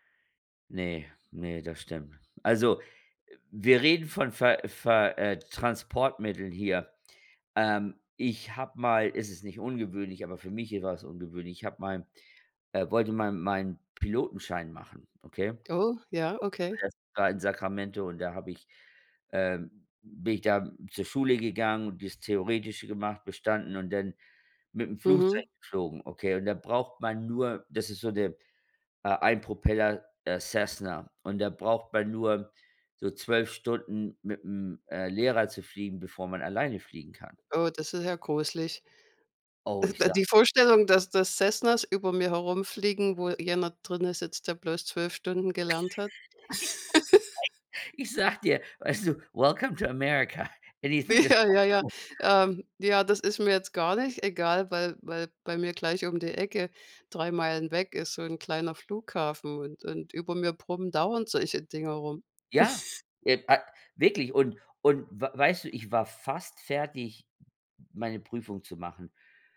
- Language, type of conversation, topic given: German, unstructured, Was war das ungewöhnlichste Transportmittel, das du je benutzt hast?
- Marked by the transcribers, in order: unintelligible speech; laugh; laughing while speaking: "Ich sage dir, weißt du: Welcome to America. Anything is possible!"; laugh; in English: "Welcome to America. Anything is possible!"; laugh